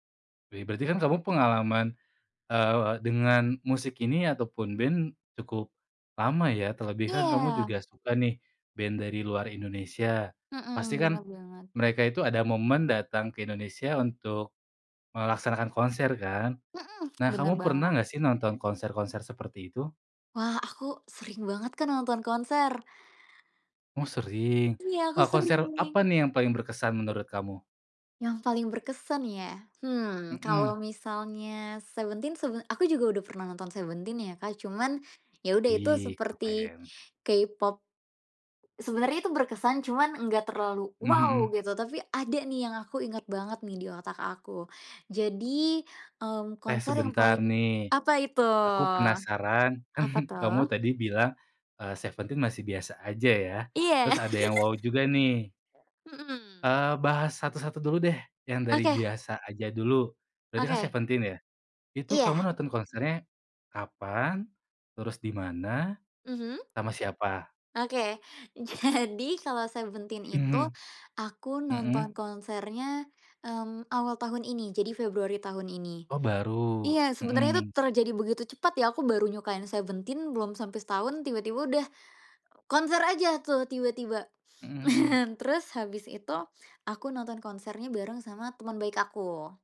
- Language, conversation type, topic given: Indonesian, podcast, Apa pengalaman menonton konser yang paling berkesan buat kamu?
- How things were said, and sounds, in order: other background noise; background speech; stressed: "wow"; laughing while speaking: "Kan"; laugh; tapping; laughing while speaking: "Jadi"; chuckle